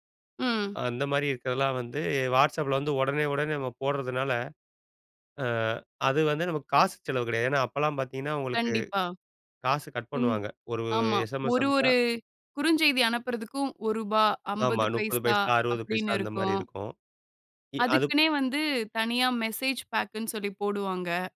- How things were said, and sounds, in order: in English: "எஸ்எம்எஸ்"; in English: "மெசேஜ் பேக்"
- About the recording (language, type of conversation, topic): Tamil, podcast, வாட்ஸ்‑அப் அல்லது மெஸேஞ்சரைப் பயன்படுத்தும் பழக்கத்தை நீங்கள் எப்படி நிர்வகிக்கிறீர்கள்?